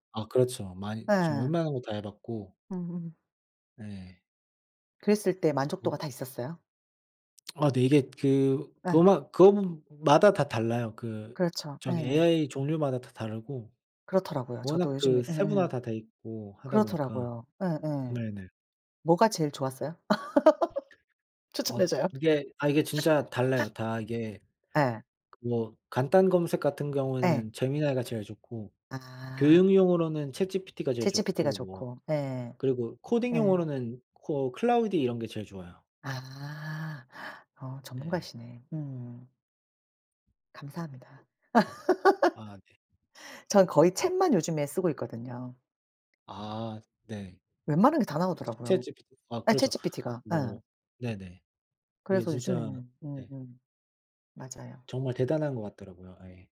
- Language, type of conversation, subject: Korean, unstructured, 로봇이 사람의 일을 대신하는 것에 대해 어떻게 생각하시나요?
- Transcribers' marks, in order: unintelligible speech; lip smack; laugh; tapping; laughing while speaking: "추천해 줘요"; laugh; laugh